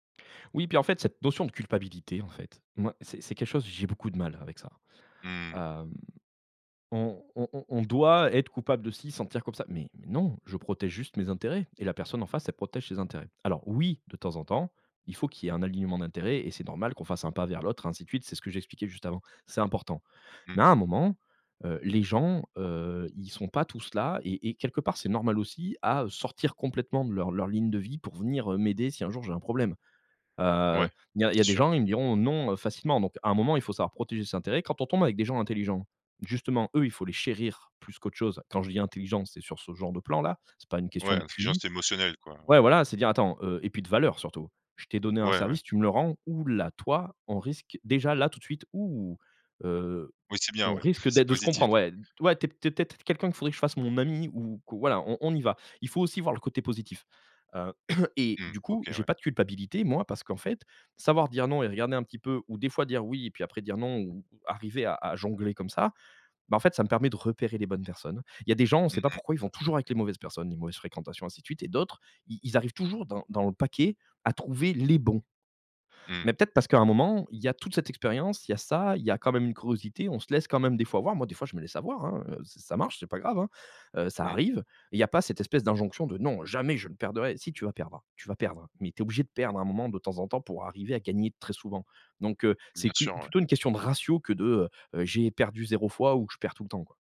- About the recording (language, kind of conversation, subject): French, podcast, Comment apprendre à poser des limites sans se sentir coupable ?
- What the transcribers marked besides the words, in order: other background noise; stressed: "eux"; stressed: "ou"; chuckle; cough; tapping; stressed: "les bons"; "perderais" said as "perdrais"